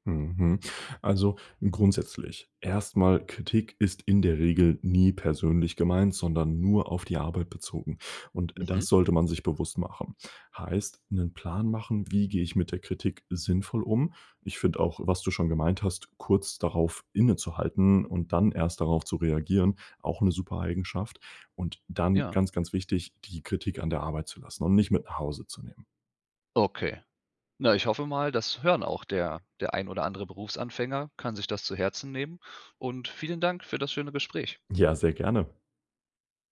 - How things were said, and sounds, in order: none
- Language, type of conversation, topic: German, podcast, Wie gehst du mit Kritik an deiner Arbeit um?